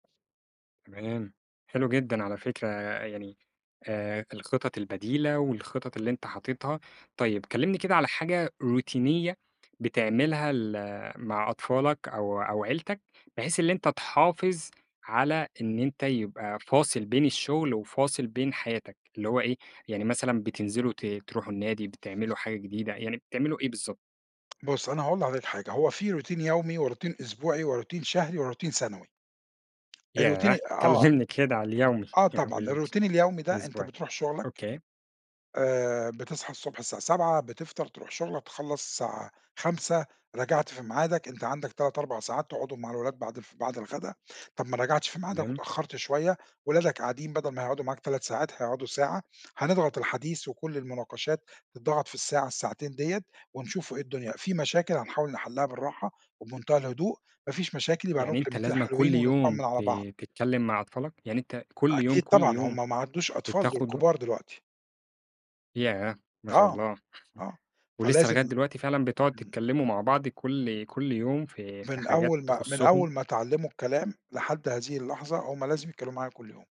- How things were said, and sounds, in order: in English: "روتينية"; tapping; in English: "routine"; in English: "وroutine"; in English: "وroutine"; in English: "وroutine"; in English: "الroutine"; laughing while speaking: "كلمني كده على اليومي أو الس"; in English: "الroutine"; chuckle
- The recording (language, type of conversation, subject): Arabic, podcast, إزاي بتحافظ على التوازن بين الشغل وحياتك؟